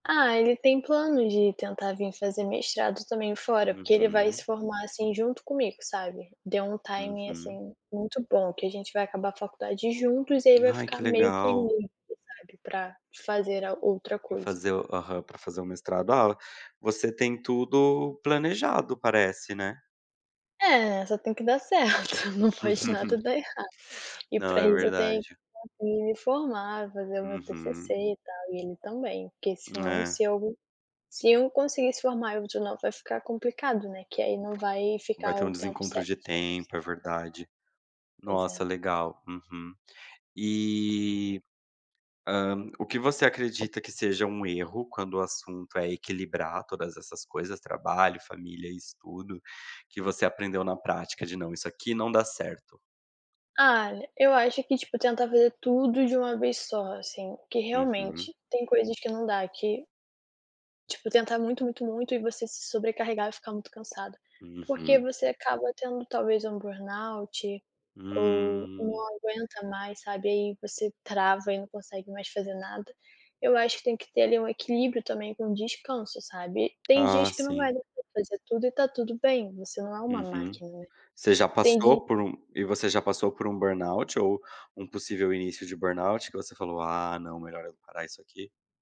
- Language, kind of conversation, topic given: Portuguese, podcast, Como equilibrar trabalho, família e estudos?
- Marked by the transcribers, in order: in English: "timing"; laugh; tapping